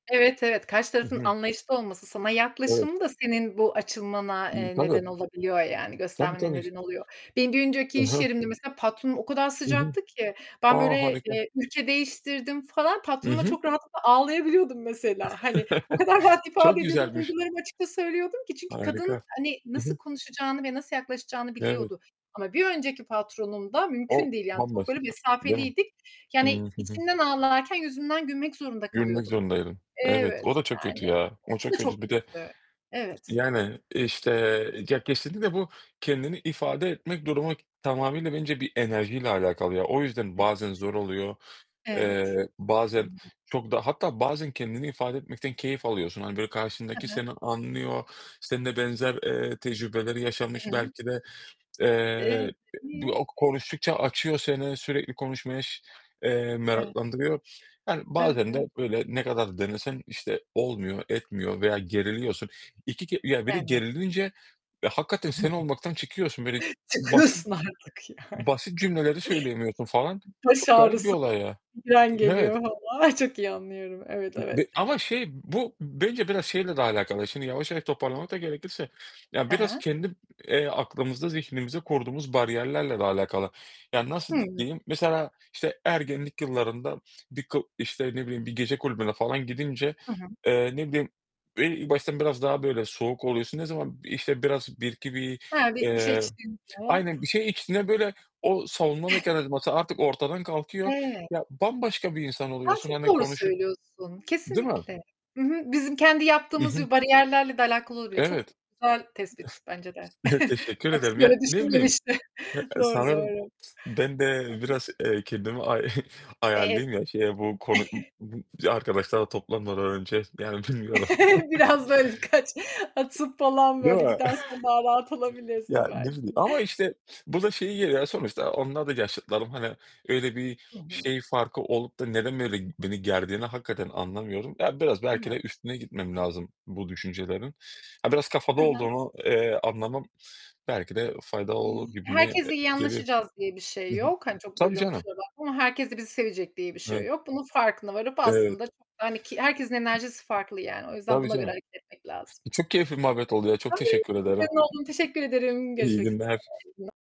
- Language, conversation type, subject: Turkish, unstructured, Kendini ifade etmek bazen neden zor oluyor?
- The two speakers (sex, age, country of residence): female, 35-39, Austria; male, 30-34, Greece
- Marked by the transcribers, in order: static; other background noise; tapping; distorted speech; unintelligible speech; chuckle; unintelligible speech; unintelligible speech; unintelligible speech; laughing while speaking: "Çıkıyorsun artık yani"; unintelligible speech; chuckle; laughing while speaking: "düşünmemiştim"; chuckle; chuckle; laughing while speaking: "Biraz böyle birkaç"; chuckle; unintelligible speech